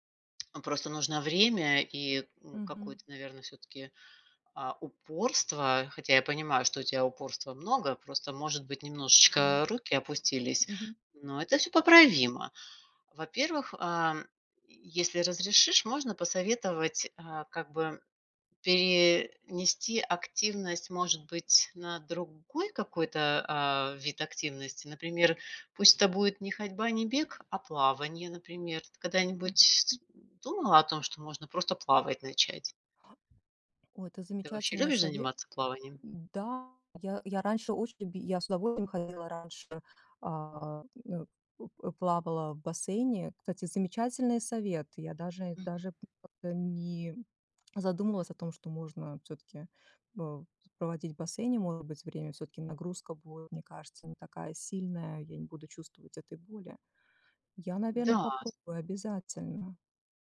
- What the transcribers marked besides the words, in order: tapping; other background noise
- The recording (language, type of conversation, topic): Russian, advice, Как постоянная боль или травма мешает вам регулярно заниматься спортом?